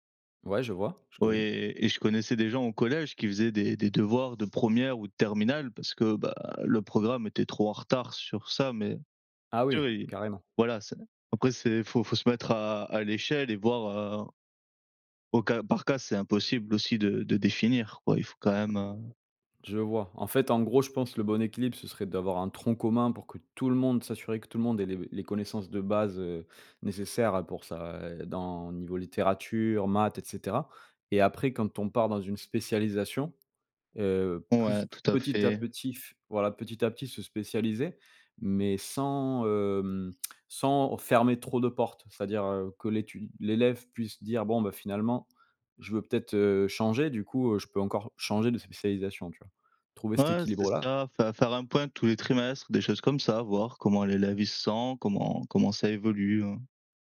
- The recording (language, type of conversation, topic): French, unstructured, Faut-il donner plus de liberté aux élèves dans leurs choix d’études ?
- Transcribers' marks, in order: tapping; tongue click; other background noise